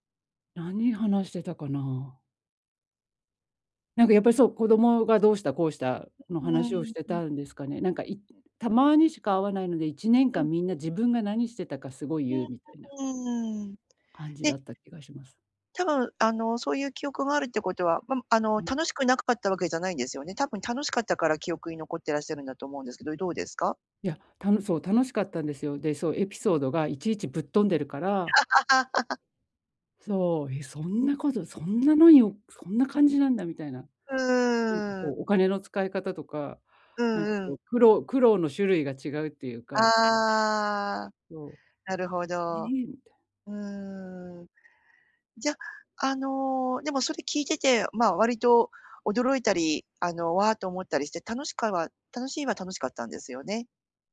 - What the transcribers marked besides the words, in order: other background noise; unintelligible speech; unintelligible speech; unintelligible speech; laugh
- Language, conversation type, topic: Japanese, advice, 友人の集まりで孤立しないためにはどうすればいいですか？